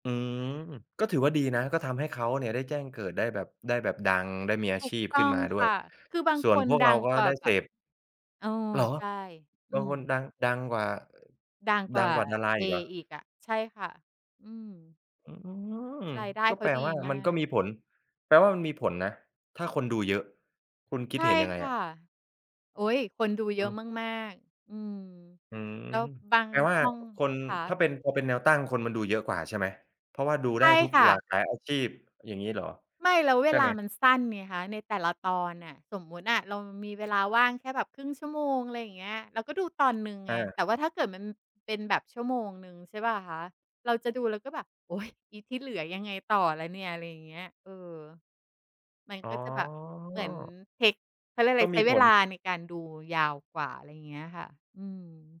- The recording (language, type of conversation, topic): Thai, podcast, คุณช่วยเล่าให้ฟังหน่อยได้ไหมว่า มีกิจวัตรเล็กๆ อะไรที่ทำแล้วทำให้คุณมีความสุข?
- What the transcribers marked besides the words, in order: other background noise; surprised: "เหรอ !"; tapping